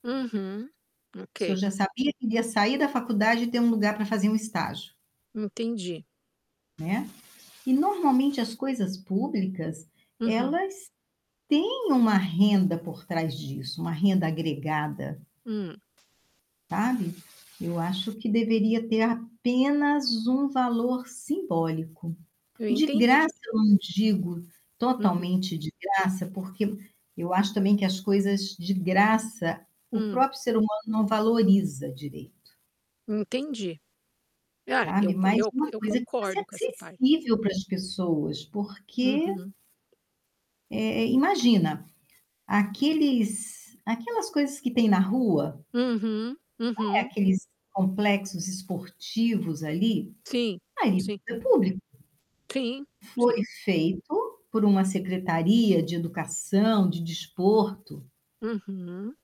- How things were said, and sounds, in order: static; tapping; distorted speech; other background noise
- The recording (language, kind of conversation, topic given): Portuguese, unstructured, Você acha justo cobrar taxas altas em academias públicas?
- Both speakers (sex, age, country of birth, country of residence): female, 50-54, Brazil, United States; female, 65-69, Brazil, Portugal